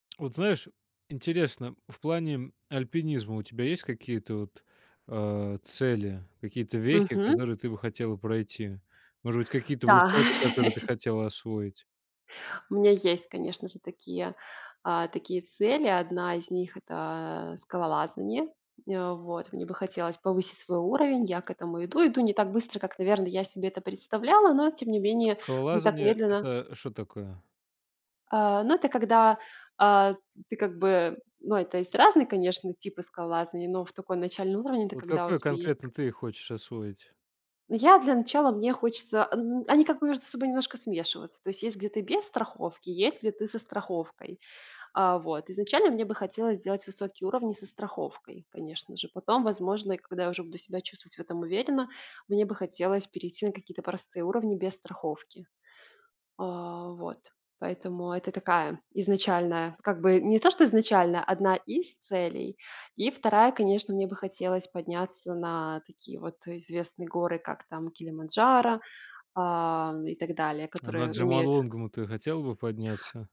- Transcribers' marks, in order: tapping; laugh
- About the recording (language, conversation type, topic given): Russian, podcast, Какие планы или мечты у тебя связаны с хобби?